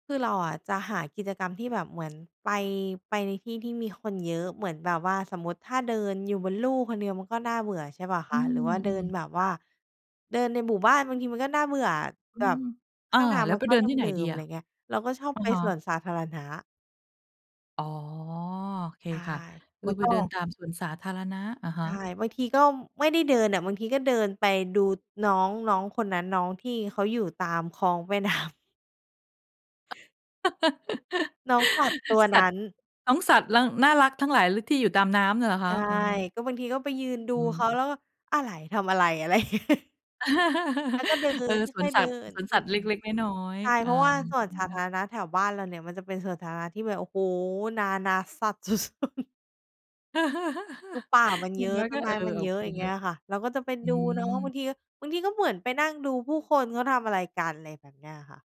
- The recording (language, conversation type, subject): Thai, podcast, คุณควรเริ่มปรับสุขภาพของตัวเองจากจุดไหนก่อนดี?
- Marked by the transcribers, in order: other background noise; laughing while speaking: "น้ำ"; laugh; laughing while speaking: "อย่างงี้"; laugh; laughing while speaking: "สุด ๆ"; laugh